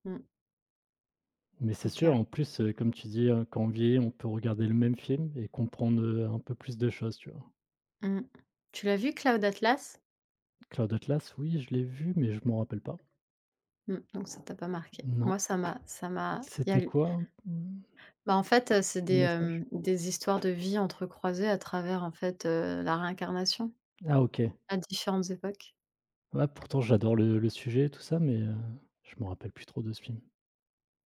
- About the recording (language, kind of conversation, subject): French, unstructured, Pourquoi les films sont-ils importants dans notre culture ?
- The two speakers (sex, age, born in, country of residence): female, 30-34, France, France; male, 30-34, France, France
- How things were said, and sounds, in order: tapping; other background noise; other noise